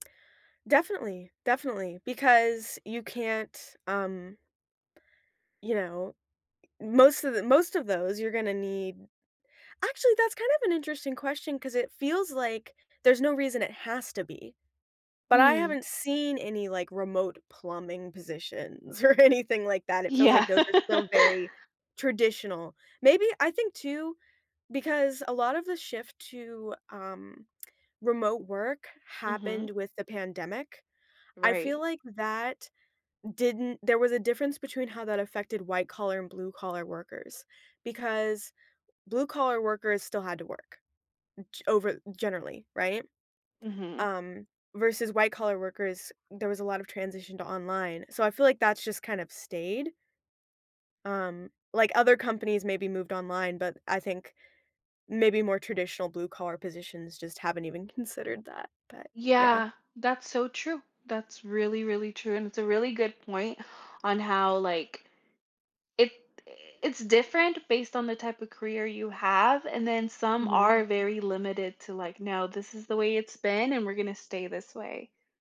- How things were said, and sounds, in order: laughing while speaking: "or anything"; laughing while speaking: "Yeah"; laugh; other background noise
- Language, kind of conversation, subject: English, unstructured, Do you prefer working from home or working in an office?
- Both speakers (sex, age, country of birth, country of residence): female, 30-34, Mexico, United States; female, 30-34, United States, United States